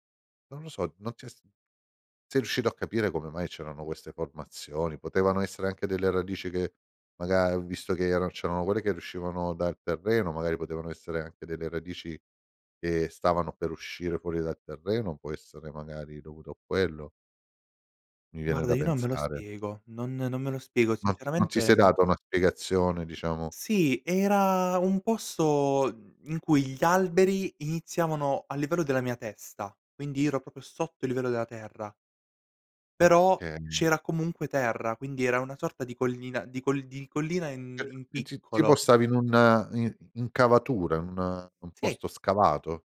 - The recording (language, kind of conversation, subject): Italian, podcast, Raccontami un’esperienza in cui la natura ti ha sorpreso all’improvviso?
- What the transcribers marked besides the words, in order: "proprio" said as "propio"; "Cioè" said as "ceh"